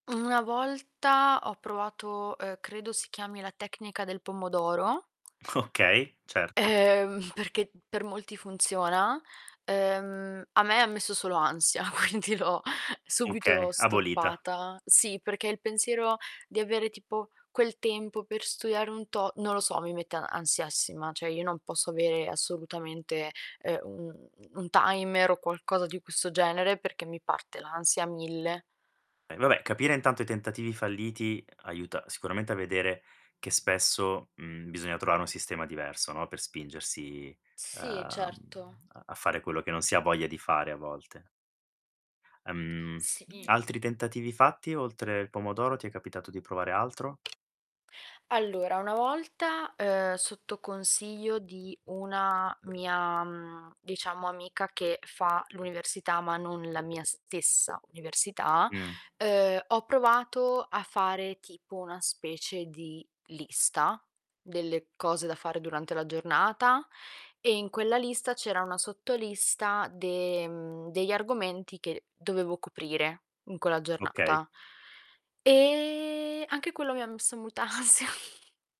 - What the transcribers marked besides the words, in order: tapping; laughing while speaking: "Okay"; chuckle; laughing while speaking: "quindi l'ho"; "cioè" said as "ceh"; other background noise; static; drawn out: "E"; laughing while speaking: "molta ansia"
- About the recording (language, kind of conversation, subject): Italian, advice, Come posso smettere di procrastinare sui compiti importanti e urgenti?
- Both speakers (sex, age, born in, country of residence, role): female, 20-24, Italy, Italy, user; male, 40-44, Italy, Italy, advisor